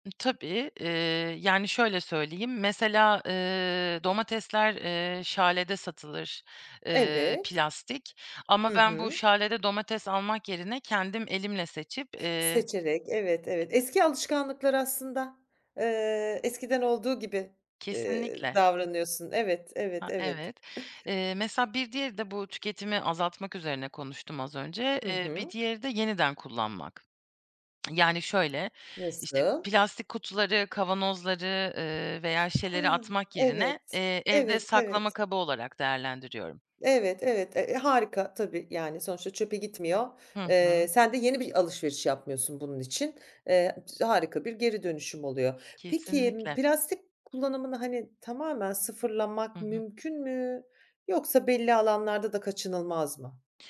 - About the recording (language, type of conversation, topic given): Turkish, podcast, Plastik atıklarla başa çıkmanın pratik yolları neler?
- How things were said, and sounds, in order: in German: "Schale"; in German: "Schale"; other background noise; chuckle; tsk; unintelligible speech